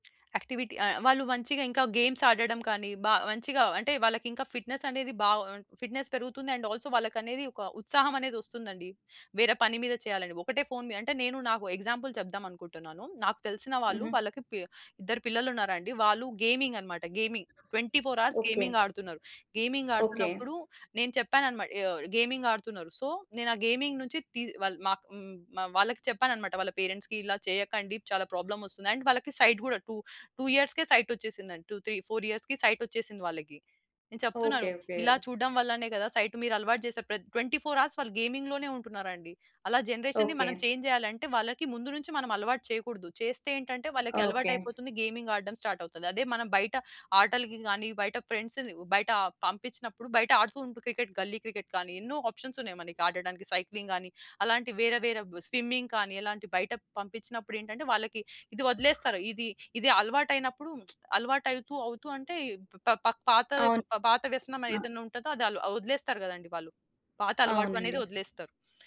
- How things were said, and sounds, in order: other background noise; in English: "యాక్టివిటీ"; in English: "గేమ్స్"; in English: "ఫిట్‌నెస్"; in English: "ఫిట్‌నెస్"; in English: "అండ్ ఆల్సో"; in English: "ఎగ్జాంపుల్"; in English: "గేమింగ్. ట్వెంటీ ఫోర్ అవర్స్ గేమింగ్"; in English: "గేమింగ్"; in English: "సో"; in English: "గేమింగ్"; in English: "పేరెంట్స్‌కి"; in English: "అండ్"; in English: "సైట్"; in English: "టూ టూ"; in English: "టూ త్రీ ఫోర్ ఇయర్స్‌కి"; in English: "సైట్"; in English: "ట్వెంటీ ఫోర్ హవర్స్"; tapping; in English: "జనరేషన్‌ని"; in English: "చేంజ్"; in English: "గేమింగ్"; in English: "స్టార్ట్"; in English: "ఫ్రెండ్స్‌ని"; in English: "ఆప్షన్స్"; in English: "సైక్లింగ్"; in English: "స్విమ్మింగ్"; lip smack
- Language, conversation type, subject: Telugu, podcast, ఇంట్లో అందరూ ఫోన్లను పక్కన పెట్టి కలిసి కూర్చున్నప్పుడు మీ కుటుంబం ఎలా స్పందిస్తుంది?
- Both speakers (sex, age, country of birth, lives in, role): female, 25-29, India, India, guest; female, 40-44, India, India, host